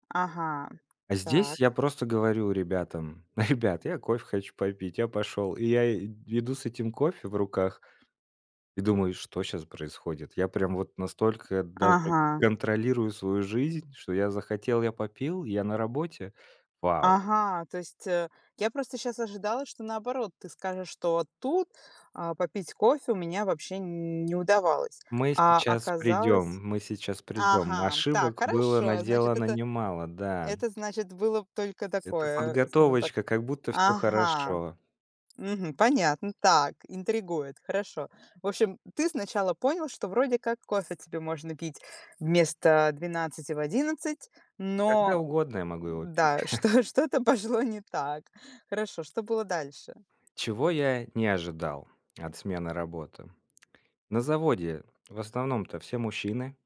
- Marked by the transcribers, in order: laughing while speaking: "Ребят"; tapping; other background noise; grunt; laughing while speaking: "что, что-то пошло не так"; chuckle
- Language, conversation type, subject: Russian, podcast, Какие ошибки ты совершил(а) при смене работы, ну честно?